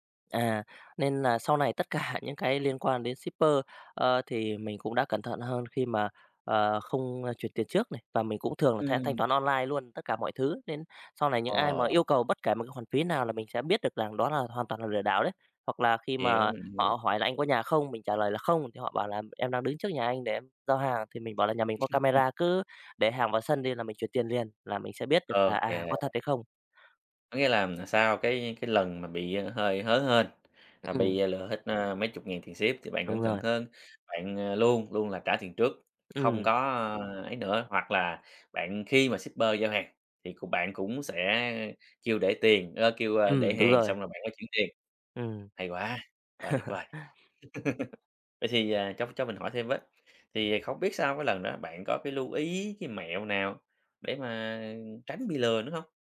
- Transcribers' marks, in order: in English: "shipper"; tapping; other background noise; laugh; other noise; in English: "shipper"; laugh
- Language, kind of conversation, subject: Vietnamese, podcast, Bạn đã từng bị lừa đảo trên mạng chưa, bạn có thể kể lại câu chuyện của mình không?